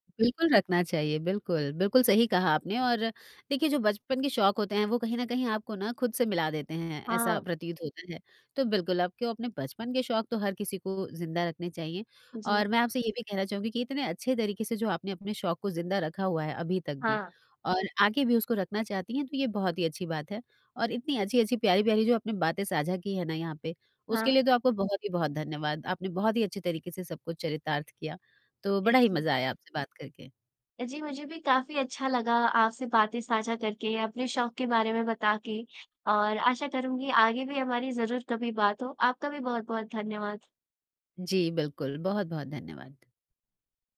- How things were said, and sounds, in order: none
- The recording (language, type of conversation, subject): Hindi, podcast, बचपन का कोई शौक अभी भी ज़िंदा है क्या?